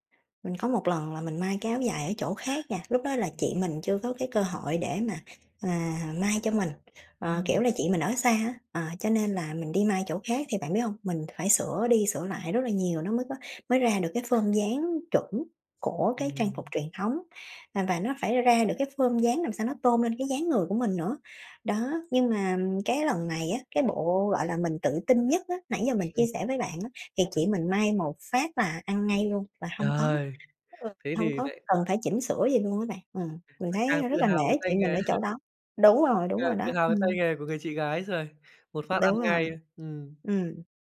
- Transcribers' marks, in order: other background noise; tapping; in English: "form"; in English: "form"; chuckle
- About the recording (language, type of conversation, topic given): Vietnamese, podcast, Bộ đồ nào khiến bạn tự tin nhất, và vì sao?